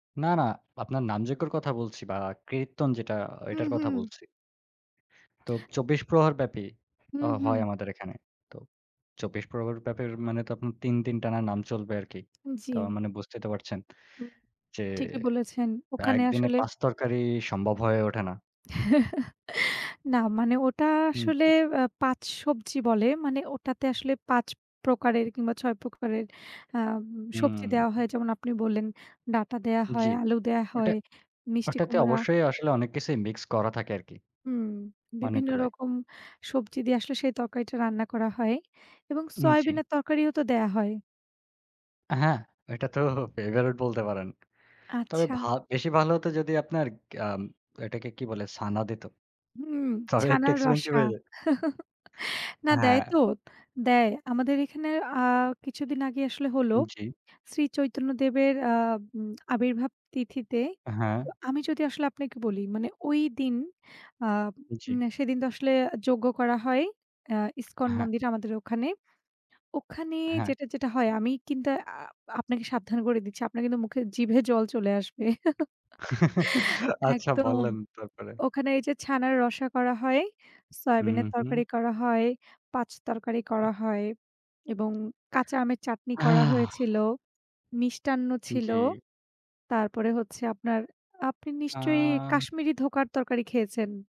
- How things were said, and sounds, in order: chuckle; in English: "এক্সপেনসিভ"; chuckle; other background noise; tapping; laugh; chuckle
- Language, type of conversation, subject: Bengali, unstructured, তোমার প্রিয় উৎসবের খাবার কোনটি, আর সেটি তোমার কাছে কেন বিশেষ?